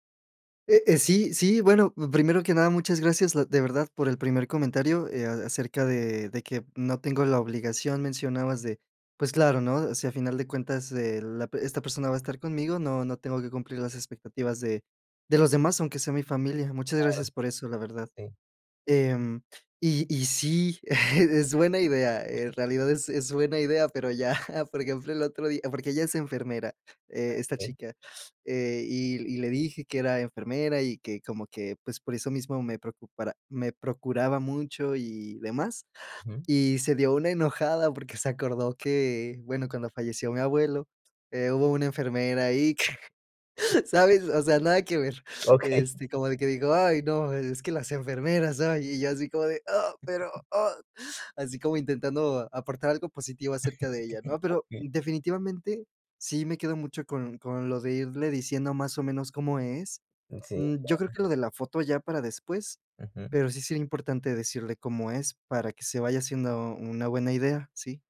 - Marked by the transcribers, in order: chuckle; laughing while speaking: "ya"; laughing while speaking: "que, ¿sabes?"; laughing while speaking: "Okey"; other background noise; chuckle; laughing while speaking: "Okey"
- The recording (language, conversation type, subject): Spanish, advice, ¿Cómo puedo tomar decisiones personales sin dejarme guiar por las expectativas de los demás?